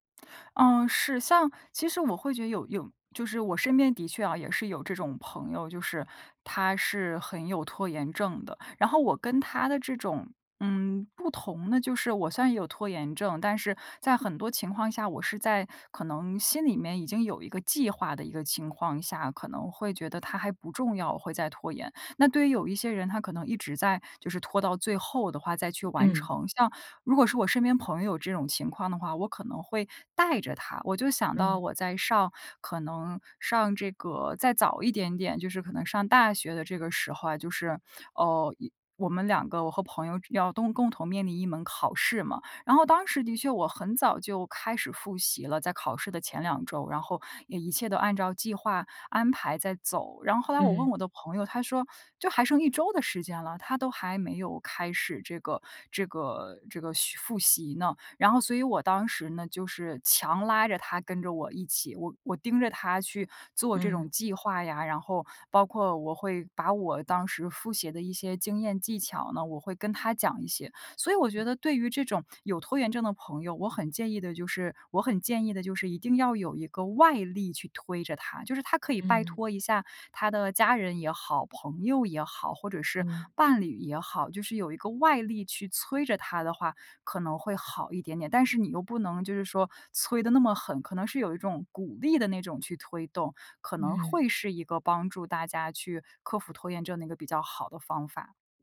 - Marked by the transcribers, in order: other background noise
- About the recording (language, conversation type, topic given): Chinese, podcast, 学习时如何克服拖延症？